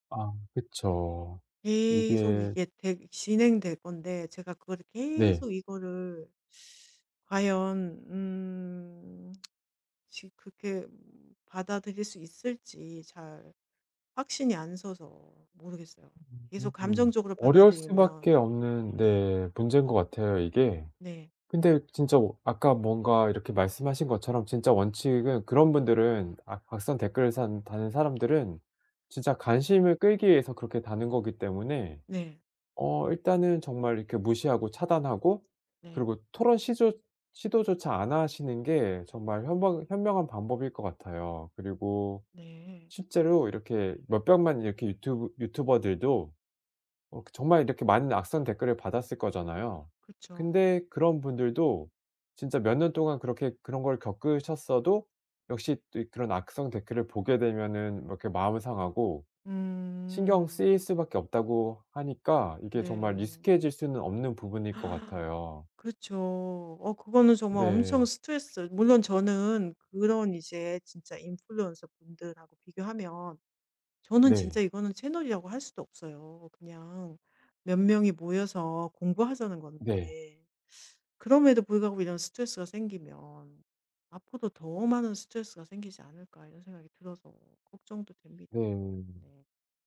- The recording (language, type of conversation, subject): Korean, advice, 악성 댓글을 받았을 때 감정적으로 휘둘리지 않으려면 어떻게 해야 하나요?
- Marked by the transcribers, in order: tapping; other background noise; gasp